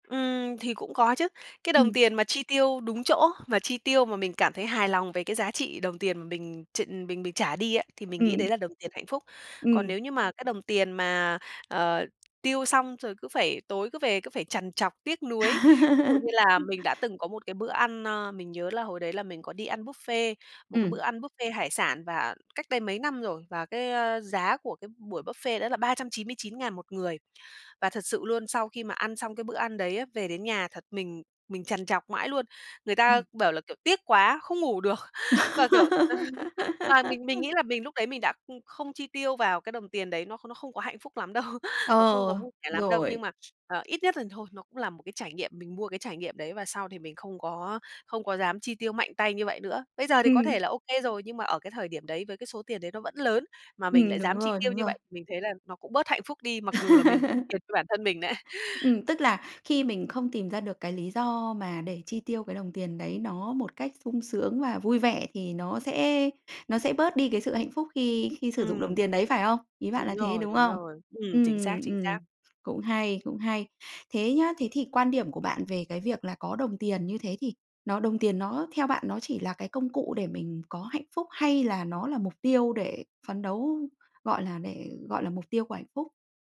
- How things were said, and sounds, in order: tapping; laugh; laughing while speaking: "được"; laugh; laughing while speaking: "đâu"; other background noise; laugh; laughing while speaking: "đấy"
- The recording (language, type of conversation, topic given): Vietnamese, podcast, Bạn nhìn nhận mối quan hệ giữa tiền và hạnh phúc thế nào?